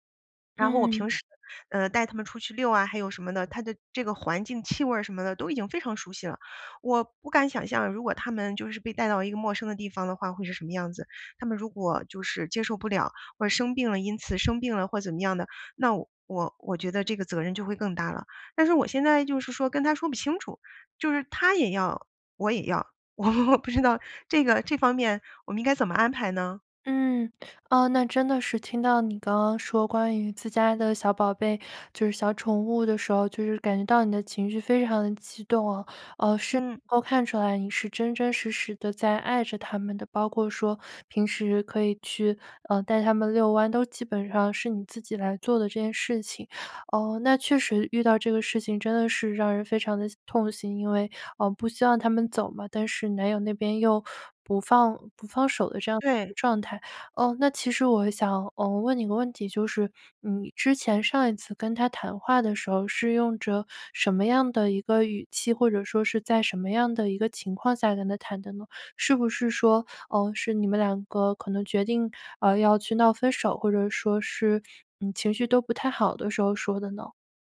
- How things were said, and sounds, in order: tapping; laughing while speaking: "我"
- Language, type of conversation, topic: Chinese, advice, 分手后共同财产或宠物的归属与安排发生纠纷，该怎么办？